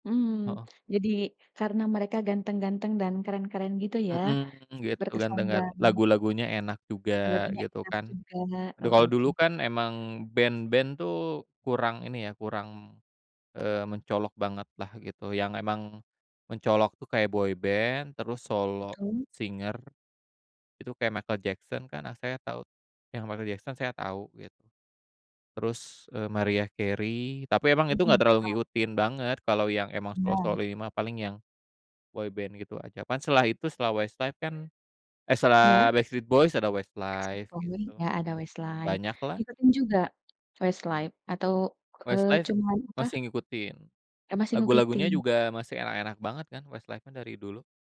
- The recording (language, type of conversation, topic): Indonesian, podcast, Musik apa yang sering diputar di rumah saat kamu kecil, dan kenapa musik itu berkesan bagi kamu?
- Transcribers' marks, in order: other background noise; in English: "boyband"; in English: "solo singer"; in English: "boyband"